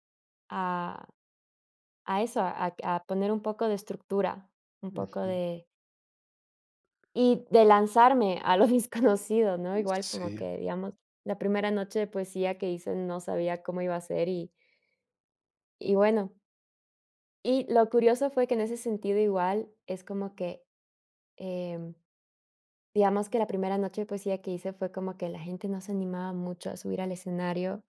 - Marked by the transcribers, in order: laughing while speaking: "desconocido"; tapping
- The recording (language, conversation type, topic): Spanish, podcast, ¿Cómo aprovechas las limitaciones para impulsar tu creatividad?